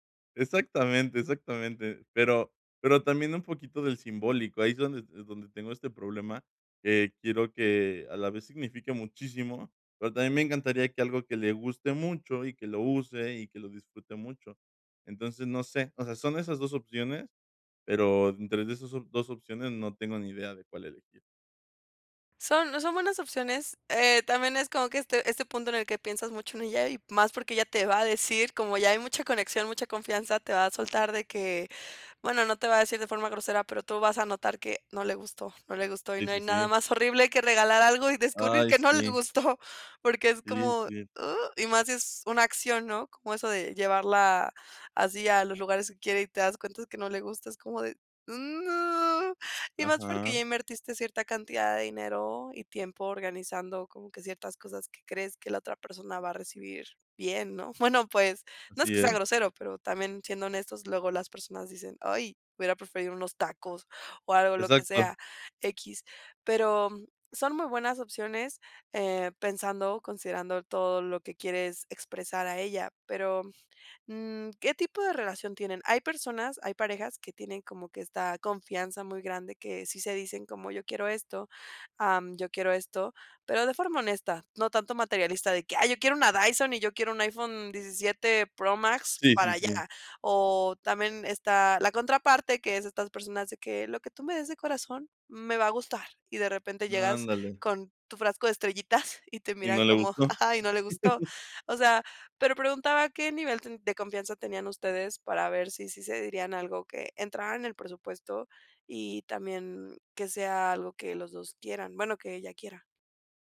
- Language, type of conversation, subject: Spanish, advice, ¿Cómo puedo encontrar un regalo con significado para alguien especial?
- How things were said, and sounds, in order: chuckle; drawn out: "no"; laugh